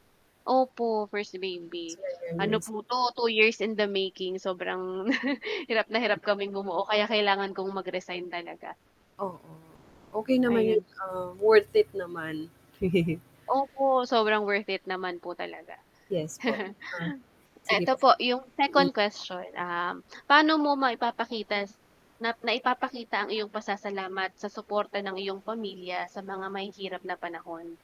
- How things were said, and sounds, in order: static; other background noise; mechanical hum; unintelligible speech; chuckle; distorted speech; tapping; laugh; chuckle
- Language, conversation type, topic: Filipino, unstructured, Paano mo naramdaman ang suporta ng iyong pamilya noong dumaan ka sa isang mahirap na sitwasyon?